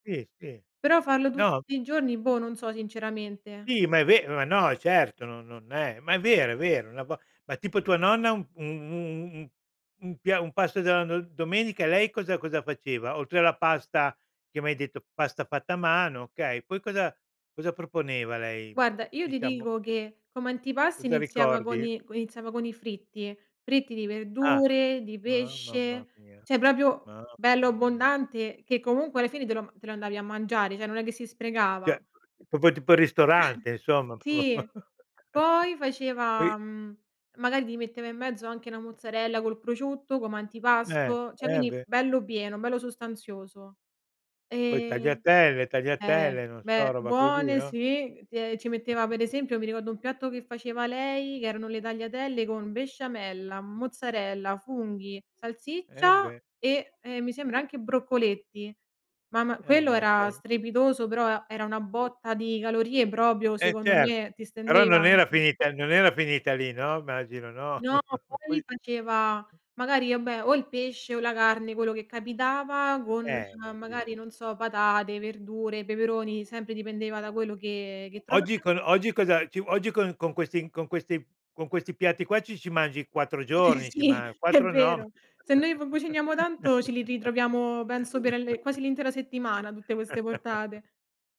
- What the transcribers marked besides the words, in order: unintelligible speech; "cioè" said as "ceh"; "proprio" said as "propio"; "cioè" said as "ceh"; "Cioè" said as "ceh"; "proprio" said as "propio"; chuckle; laughing while speaking: "p"; chuckle; "cioè" said as "ceh"; chuckle; "proprio" said as "propio"; chuckle; "vabbè" said as "abbè"; other background noise; chuckle; chuckle
- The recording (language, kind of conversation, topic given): Italian, podcast, Com'è cambiata la cucina di casa tra le generazioni?